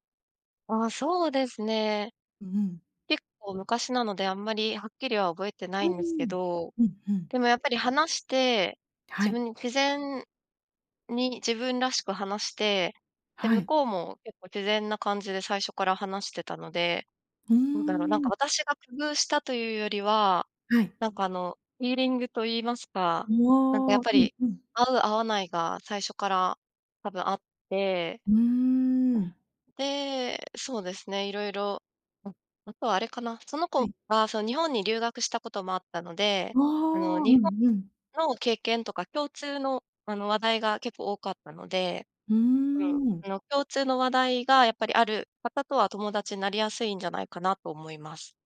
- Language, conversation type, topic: Japanese, podcast, 新しい街で友達を作るには、どうすればいいですか？
- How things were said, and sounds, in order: none